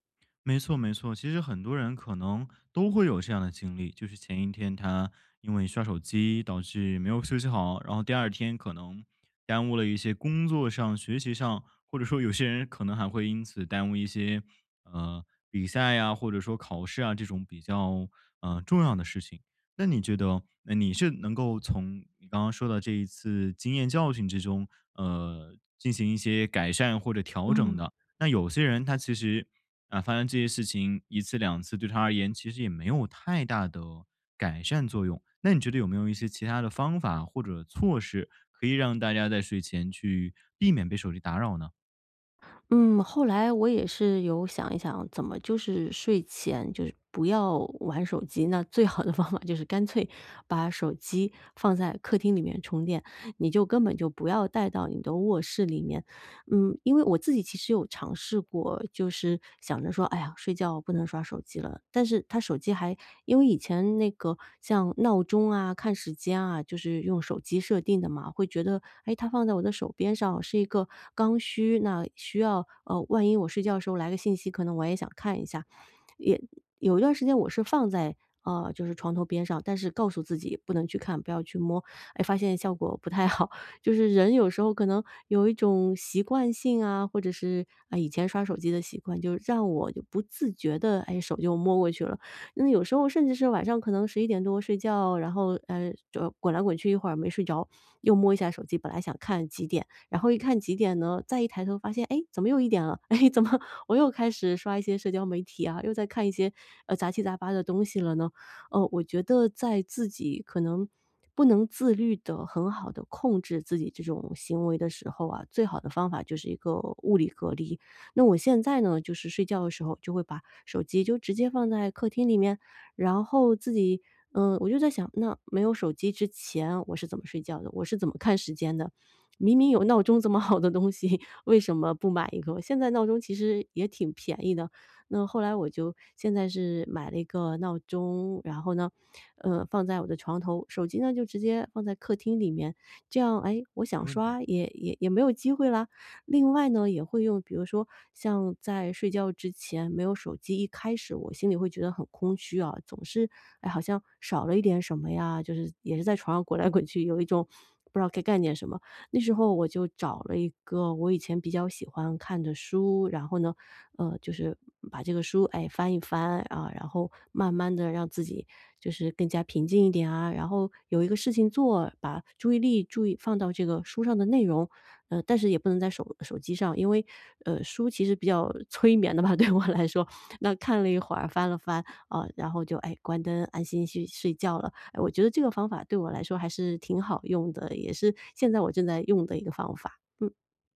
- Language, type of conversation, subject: Chinese, podcast, 你平时怎么避免睡前被手机打扰？
- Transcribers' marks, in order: other background noise; laughing while speaking: "最好的方法"; "告诉" said as "告数"; laughing while speaking: "不太好"; laughing while speaking: "哎，怎么"; laughing while speaking: "这么好的东西"; laughing while speaking: "滚来滚去"; laughing while speaking: "催眠的吧，对我来说"